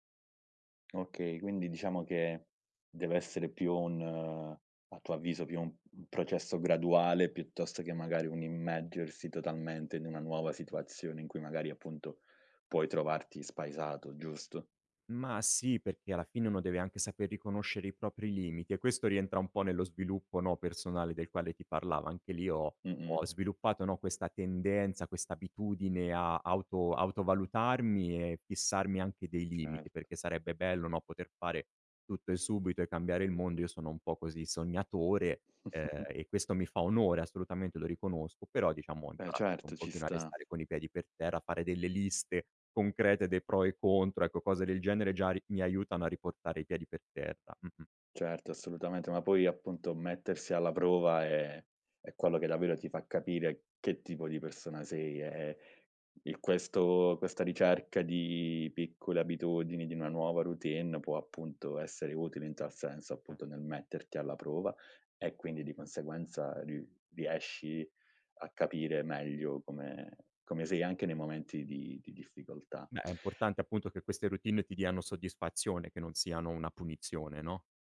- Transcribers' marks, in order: chuckle
- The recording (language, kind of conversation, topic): Italian, podcast, Quali piccole abitudini quotidiane hanno cambiato la tua vita?